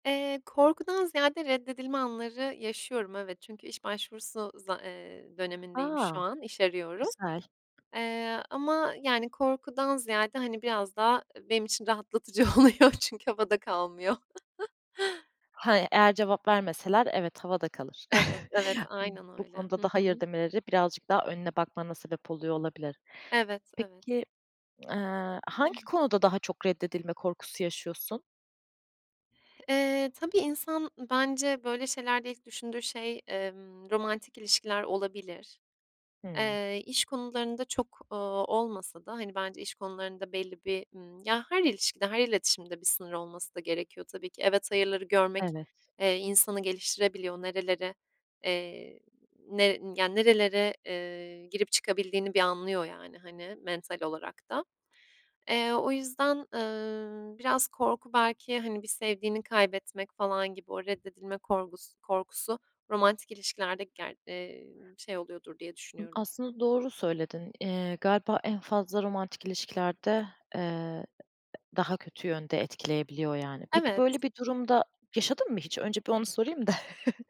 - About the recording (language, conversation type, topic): Turkish, podcast, Reddedilme korkusu iletişimi nasıl etkiler?
- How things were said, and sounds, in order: tapping; laughing while speaking: "oluyor"; chuckle; chuckle; other noise; throat clearing; other background noise; chuckle